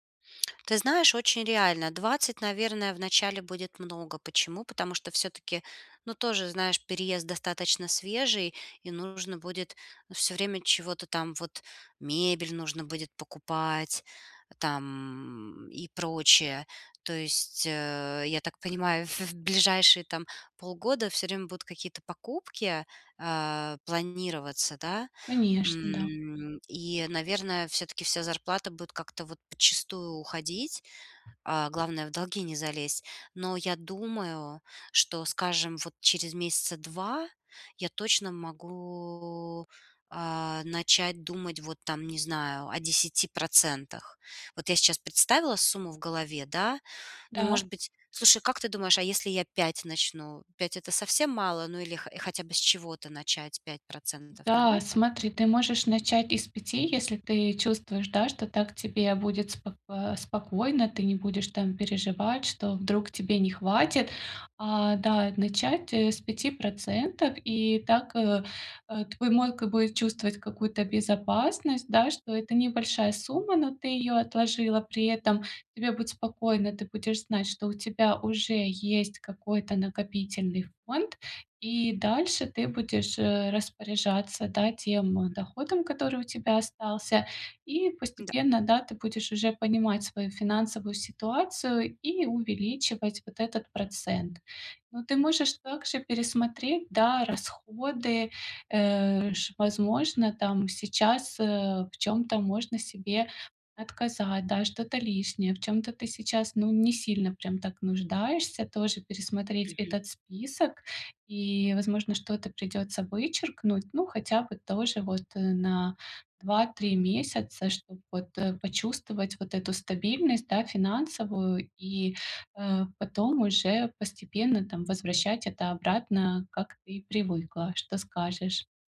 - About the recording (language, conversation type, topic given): Russian, advice, Как создать аварийный фонд, чтобы избежать новых долгов?
- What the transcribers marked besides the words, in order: tapping